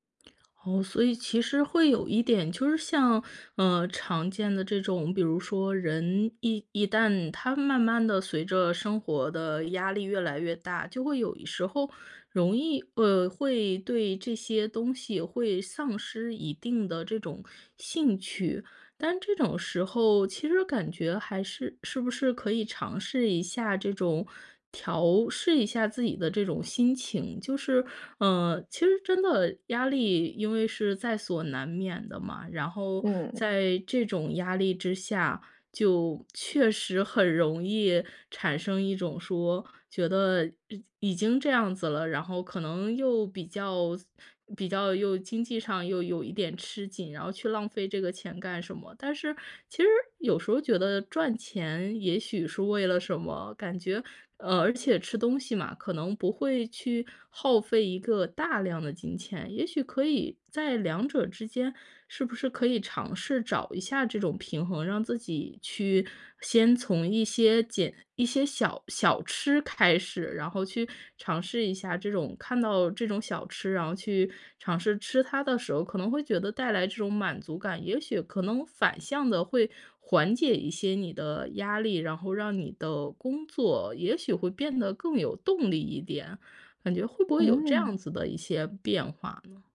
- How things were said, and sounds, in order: other noise; other background noise; tapping
- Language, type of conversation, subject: Chinese, advice, 你为什么会对曾经喜欢的爱好失去兴趣和动力？